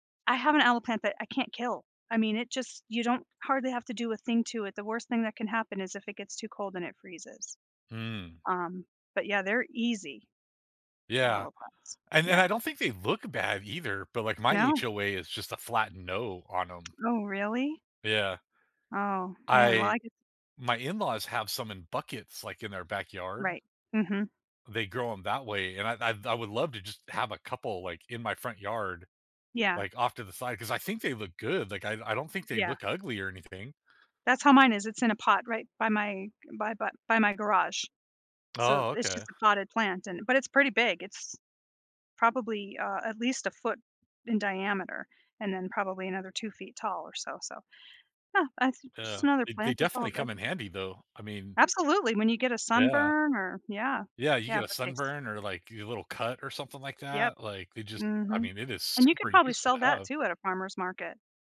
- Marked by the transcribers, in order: tapping; other background noise
- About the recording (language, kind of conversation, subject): English, unstructured, How do urban farms help make cities more sustainable and resilient?
- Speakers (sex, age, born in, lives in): female, 50-54, United States, United States; male, 45-49, United States, United States